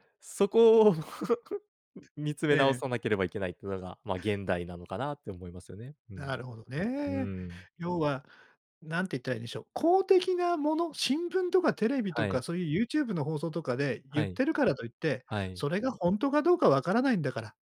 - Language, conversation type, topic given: Japanese, podcast, SNSのフェイクニュースには、どう対処すればよいですか？
- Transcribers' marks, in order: chuckle; other background noise